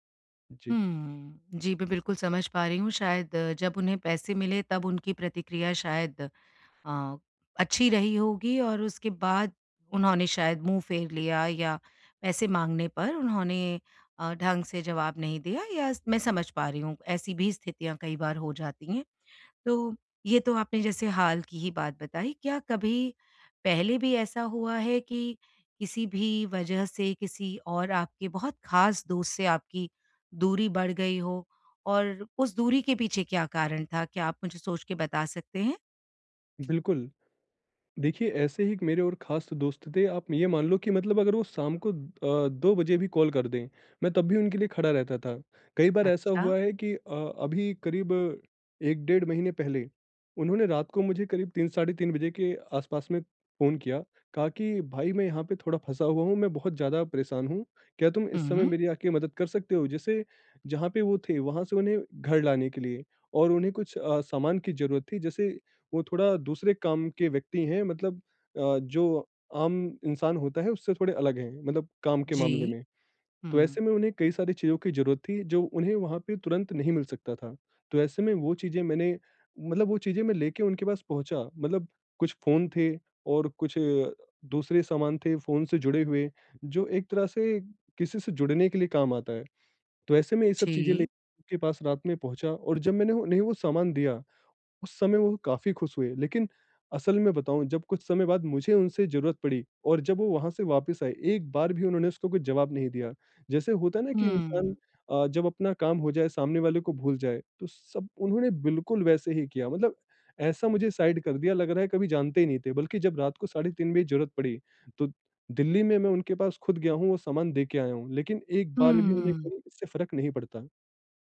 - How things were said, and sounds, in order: in English: "साइड"
- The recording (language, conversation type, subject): Hindi, advice, मैं दोस्ती में अपने प्रयास और अपेक्षाओं को कैसे संतुलित करूँ ताकि दूरी न बढ़े?